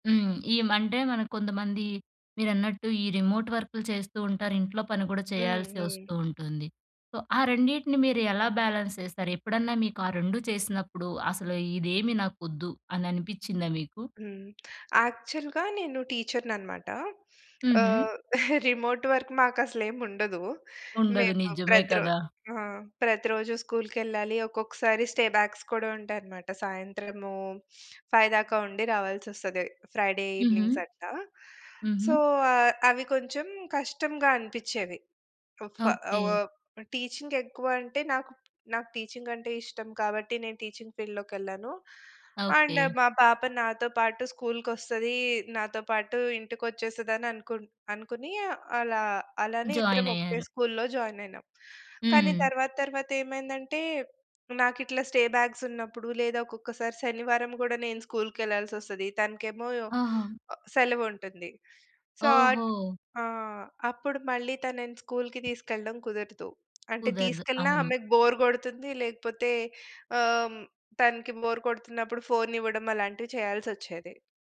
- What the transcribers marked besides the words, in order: in English: "మండే"; in English: "సో"; in English: "బ్యాలెన్స్"; in English: "యాక్చువల్‌గా"; chuckle; in English: "రిమోట్ వర్క్"; in English: "స్టే బ్యాక్స్"; in English: "ఫైవ్"; in English: "ఫ్రైడే ఈవెనింగ్స్"; in English: "సో"; in English: "టీచింగ్"; in English: "టీచింగ్"; in English: "టీచింగ్"; in English: "అండ్"; in English: "స్కూల్‌లో జాయిన్"; in English: "స్టే"; in English: "సో"; tapping; in English: "బోర్"; in English: "బోర్"
- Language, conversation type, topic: Telugu, podcast, ఏ పరిస్థితిలో మీరు ఉద్యోగం వదిలేయాలని ఆలోచించారు?